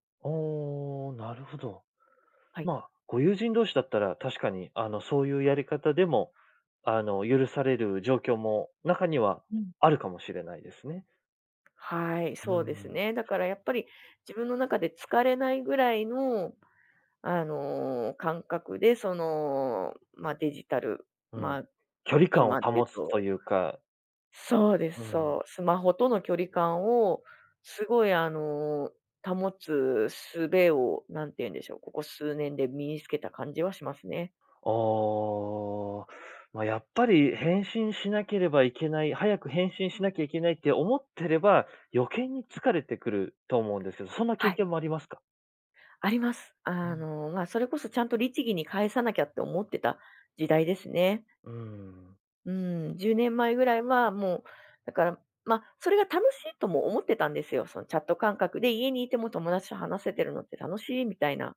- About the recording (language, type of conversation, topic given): Japanese, podcast, デジタル疲れと人間関係の折り合いを、どのようにつければよいですか？
- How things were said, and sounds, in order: other noise; other background noise; drawn out: "ああ"